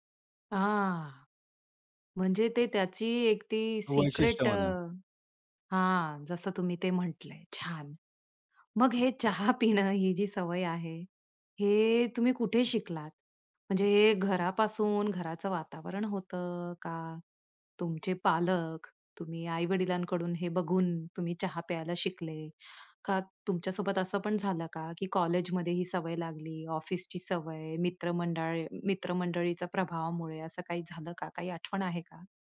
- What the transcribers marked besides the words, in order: in English: "सीक्रेट"; chuckle; in English: "कॉलेजमध्ये"; in English: "ऑफिसची"
- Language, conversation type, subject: Marathi, podcast, सकाळी तुम्ही चहा घ्यायला पसंत करता की कॉफी, आणि का?